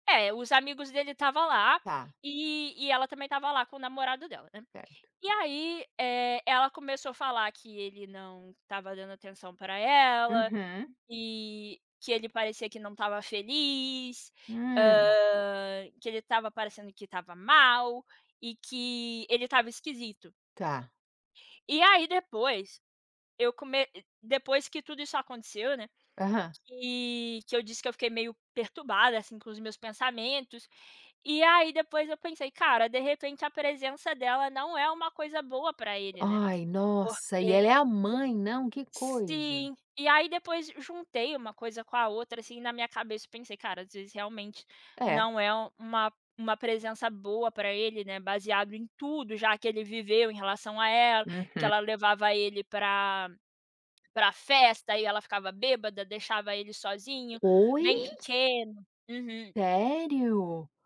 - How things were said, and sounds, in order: unintelligible speech
- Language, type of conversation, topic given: Portuguese, podcast, Como você reconhece quando algo é intuição, e não medo?